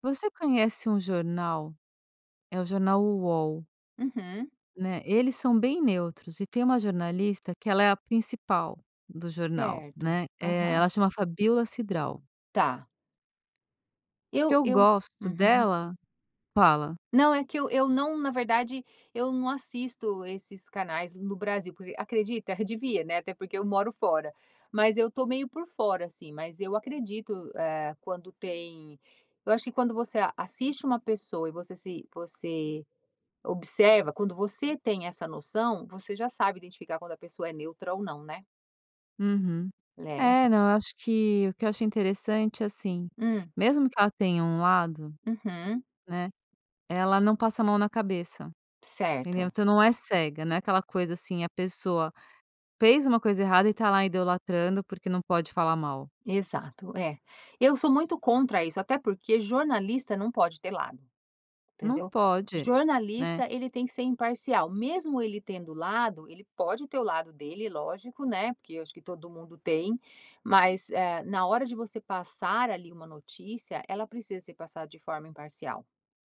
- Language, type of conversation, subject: Portuguese, podcast, Como seguir um ícone sem perder sua identidade?
- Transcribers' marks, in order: none